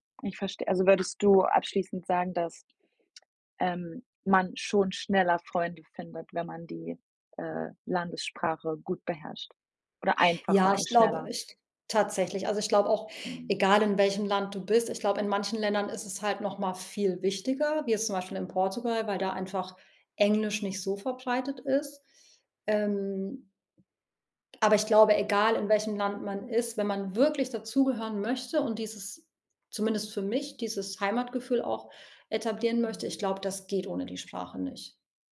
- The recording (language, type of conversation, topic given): German, podcast, Was bedeutet Heimat für dich, ganz ehrlich?
- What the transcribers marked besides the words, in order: tapping; other background noise